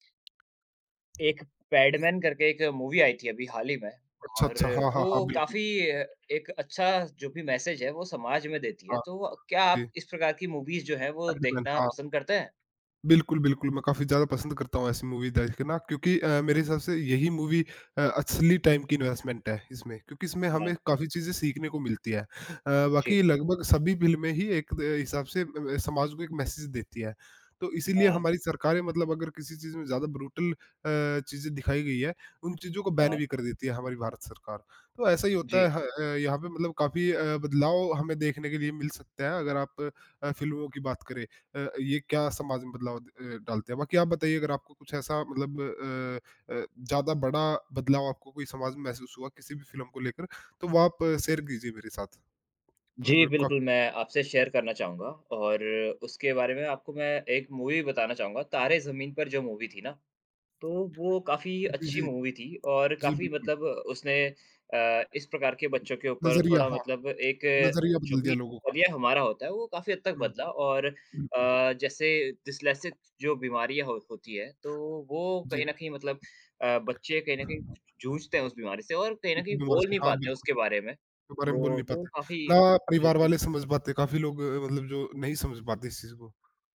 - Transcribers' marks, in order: tapping; in English: "मूवी"; in English: "मैसेज"; in English: "मूवीज़"; unintelligible speech; in English: "मूवीज़"; in English: "मूवी"; in English: "टाइम"; in English: "इन्वेस्टमेंट"; in English: "मैसेज़"; in English: "ब्रुटल"; in English: "बैन"; in English: "शेयर"; in English: "शेयर"; in English: "मूवी"; in English: "मूवी"; in English: "मूवी"; in English: "डिस्लेक्सिस"
- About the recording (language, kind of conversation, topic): Hindi, unstructured, क्या फिल्में समाज में बदलाव लाने में मदद करती हैं?